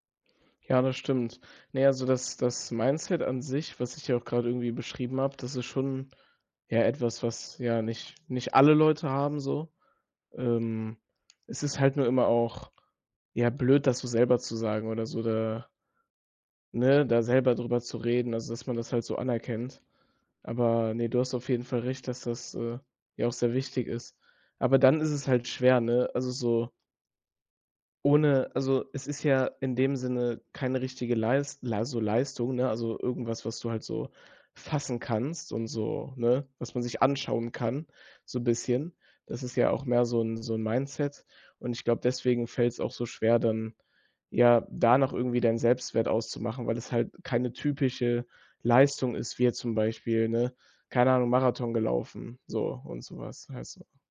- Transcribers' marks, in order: none
- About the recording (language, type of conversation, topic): German, advice, Wie finde ich meinen Selbstwert unabhängig von Leistung, wenn ich mich stark über die Arbeit definiere?